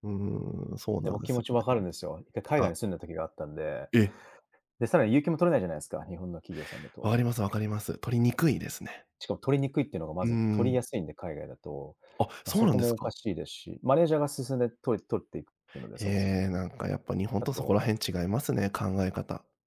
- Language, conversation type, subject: Japanese, podcast, 働く目的は何だと思う？
- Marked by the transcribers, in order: other background noise